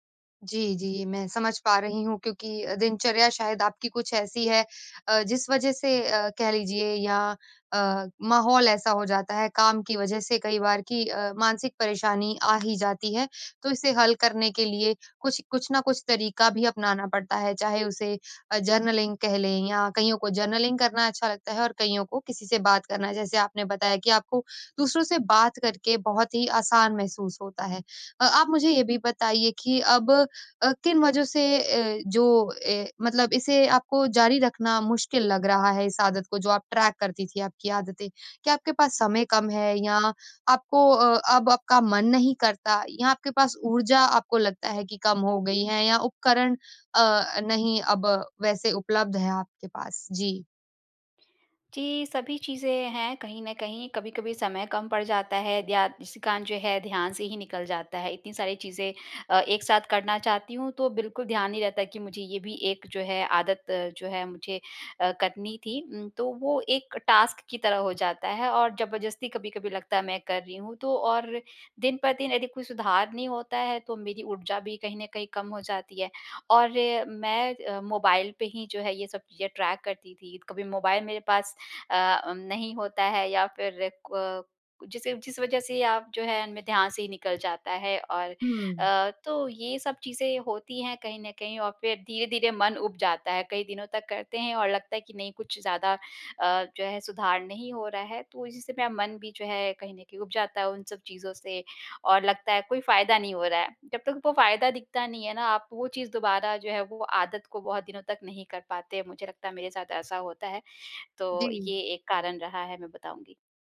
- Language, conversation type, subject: Hindi, advice, दिनचर्या लिखने और आदतें दर्ज करने की आदत कैसे टूट गई?
- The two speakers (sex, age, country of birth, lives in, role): female, 25-29, India, India, advisor; female, 35-39, India, India, user
- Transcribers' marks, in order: in English: "जर्नलिंग"; in English: "जर्नलिंग"; in English: "ट्रैक"; in English: "टास्क"; in English: "ट्रैक"